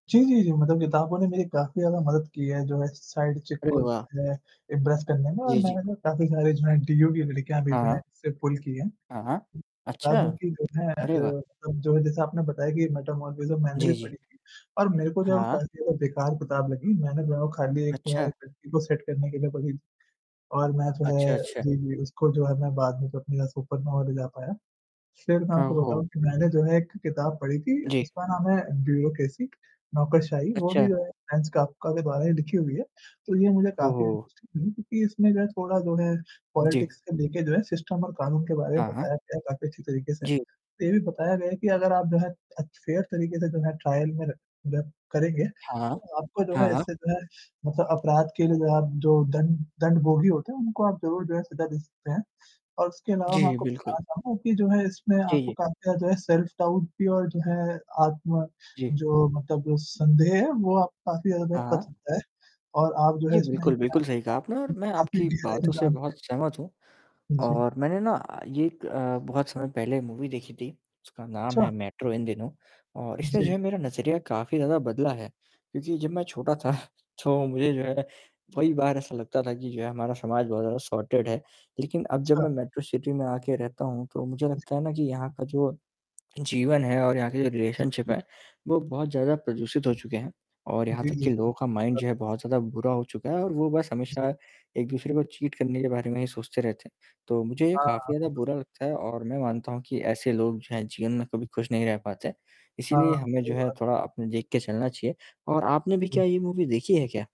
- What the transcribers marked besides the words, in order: static; in English: "साइड चिक"; in English: "इम्प्रेस"; in English: "एंटी"; unintelligible speech; in English: "पुल"; other background noise; in English: "मैटर मोरिस्म"; in English: "सेट"; unintelligible speech; in English: "सुपर"; unintelligible speech; in English: "ब्यूरोक्रेसी"; in English: "फ्रेंच कॉफका"; in English: "पॉलिटिक्स"; in English: "सिस्टम"; in English: "फेयर"; in English: "ट्रायल"; tapping; distorted speech; in English: "सेल्फ डाउट"; in English: "मूवी"; in English: "मेट्रो"; chuckle; in English: "सॉर्टेड"; in English: "मेट्रो सिटी"; in English: "रिलेशनशिप"; in English: "माइंड"; in English: "चीट"; in English: "मूवी"
- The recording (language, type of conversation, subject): Hindi, unstructured, क्या किसी किताब या फिल्म ने कभी आपका नजरिया बदला है?